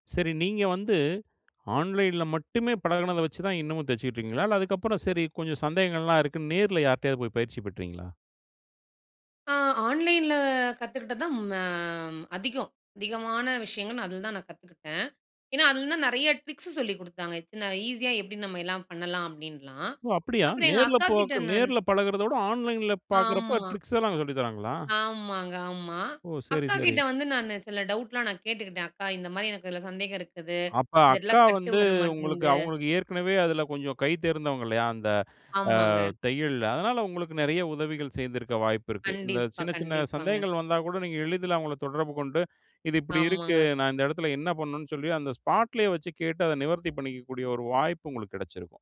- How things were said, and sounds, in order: in English: "ஆன்லைன்ல"; in English: "ஆன்லைன்ல"; in English: "ட்ரிக்ஸ்"; in English: "ஆன்லைன்ல"; in English: "ட்ரிக்ஸ்"; in English: "டவுட்லாம்"; in English: "கட்டு"; in English: "ஸ்பாட்லயே"
- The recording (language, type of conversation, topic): Tamil, podcast, ஆன்லைனில் கற்றுக்கொண்ட அனுபவம் உங்கள் உண்மையான வாழ்க்கையில் எப்படிப் பயன்பட்டது?